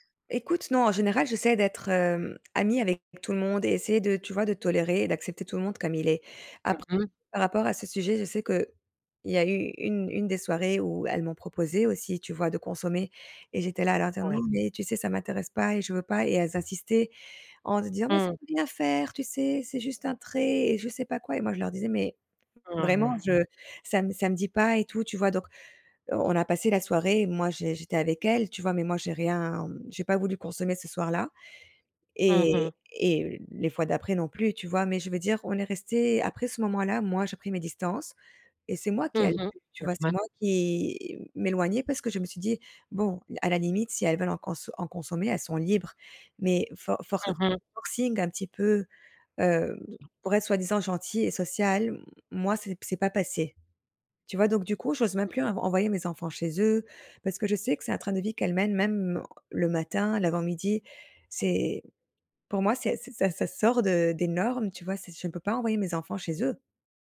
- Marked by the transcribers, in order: other background noise; put-on voice: "Mais ça peut rien faire, tu sais, c'est juste un trait"; unintelligible speech
- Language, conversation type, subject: French, advice, Pourquoi est-ce que je me sens mal à l’aise avec la dynamique de groupe quand je sors avec mes amis ?